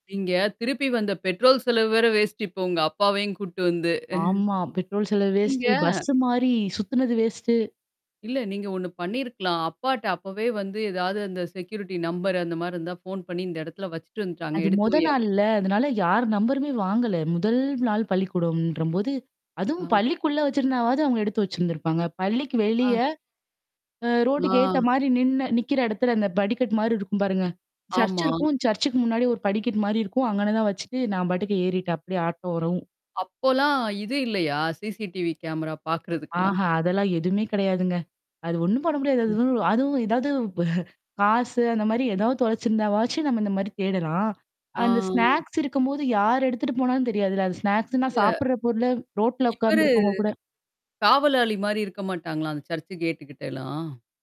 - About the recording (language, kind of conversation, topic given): Tamil, podcast, பயணத்தின் போது உங்கள் பையைத் தொலைத்த அனுபவம் ஏதேனும் இருக்கிறதா?
- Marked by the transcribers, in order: in English: "வேஸ்ட்"; static; mechanical hum; in English: "வேஸ்ட்டு"; chuckle; background speech; in English: "வேஸ்ட்டு"; in English: "செக்யூரிட்டி நம்பர்"; distorted speech; other background noise; in English: "சிசிடிவி கேமரா"; chuckle; in English: "ஸ்நாக்ஸ்"; drawn out: "ஆ"; in English: "ஸ்நாக்ஸ்ன்னா"